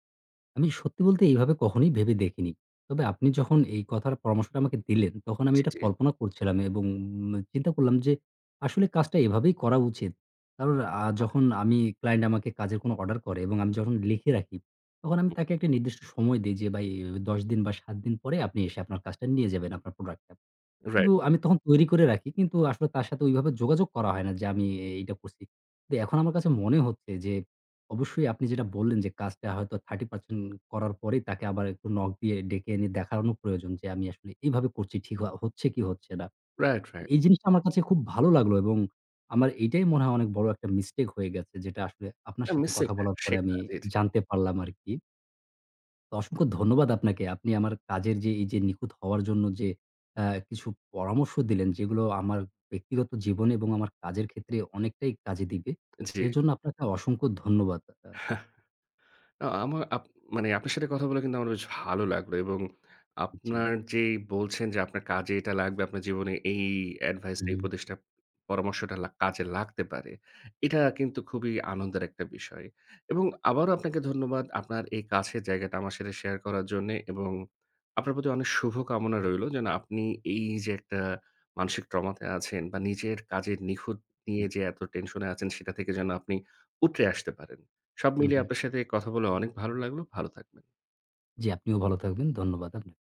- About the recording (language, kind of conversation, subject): Bengali, advice, কেন নিখুঁত করতে গিয়ে আপনার কাজগুলো শেষ করতে পারছেন না?
- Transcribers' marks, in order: other background noise; tapping; unintelligible speech